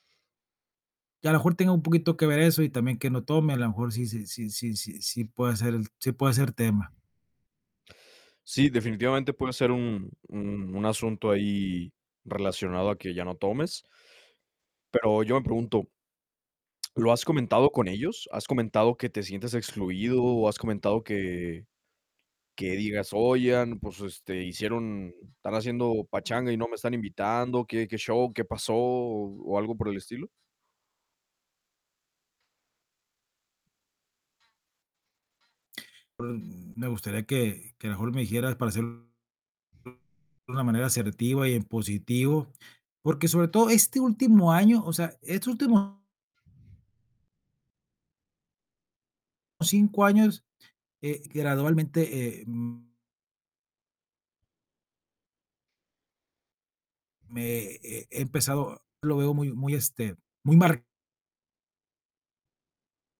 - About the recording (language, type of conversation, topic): Spanish, advice, ¿Cómo te has sentido cuando tus amigos hacen planes sin avisarte y te sientes excluido?
- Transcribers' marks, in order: tapping; other background noise; other noise; distorted speech